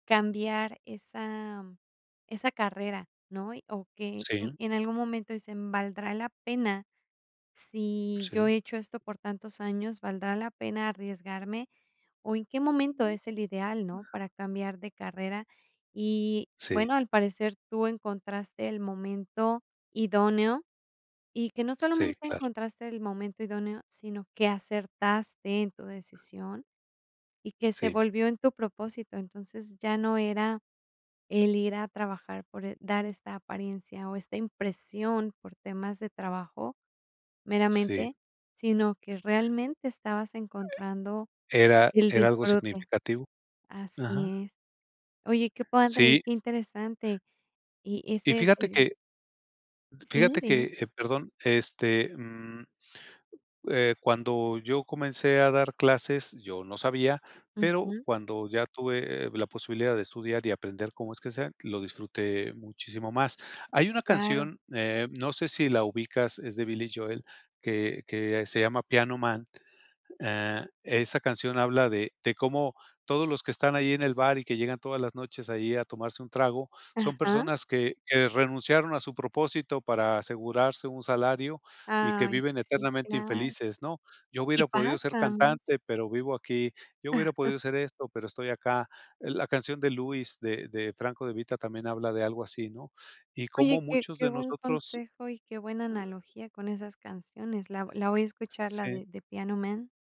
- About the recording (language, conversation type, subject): Spanish, podcast, ¿Cómo valoras la importancia del salario frente al propósito en tu trabajo?
- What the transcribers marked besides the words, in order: other background noise; other noise; chuckle